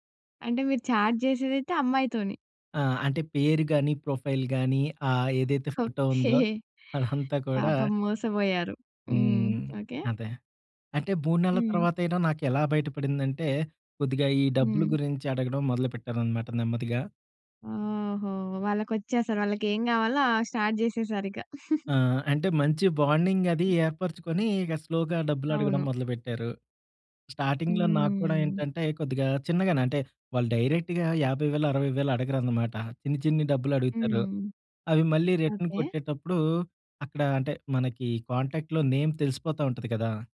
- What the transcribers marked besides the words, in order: in English: "చాట్"; in English: "ప్రొఫైల్"; laughing while speaking: "ఓకే"; laughing while speaking: "అదంతా కూడా"; in English: "స్టార్ట్"; chuckle; in English: "బాండింగ్"; in English: "స్లోగా"; in English: "స్టార్టింగ్‌లో"; in English: "డైరెక్ట్‌గా"; in English: "రిటర్న్"; in English: "కాంటాక్ట్‌లో నేమ్"
- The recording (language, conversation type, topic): Telugu, podcast, నమ్మకాన్ని నిర్మించడానికి మీరు అనుసరించే వ్యక్తిగత దశలు ఏమిటి?